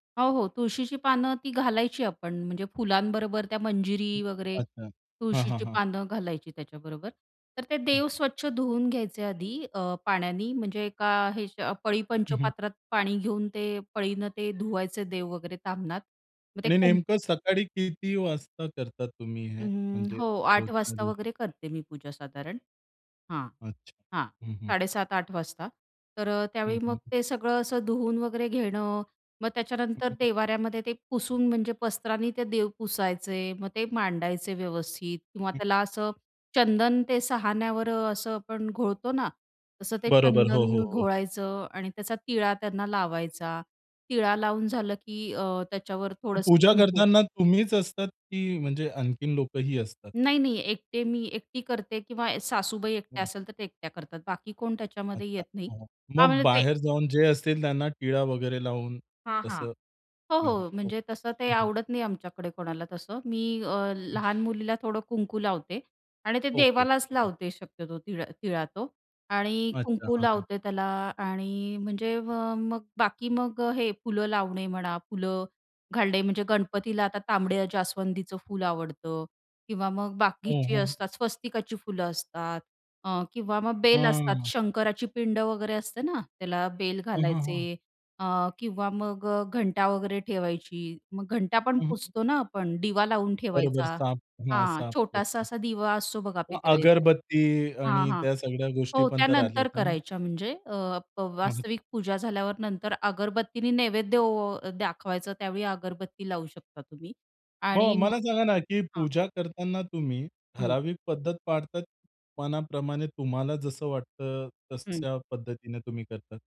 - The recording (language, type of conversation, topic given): Marathi, podcast, तुम्ही सकाळची पूजा किंवा आरती कशी करता?
- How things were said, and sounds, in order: other background noise; other noise; tapping; unintelligible speech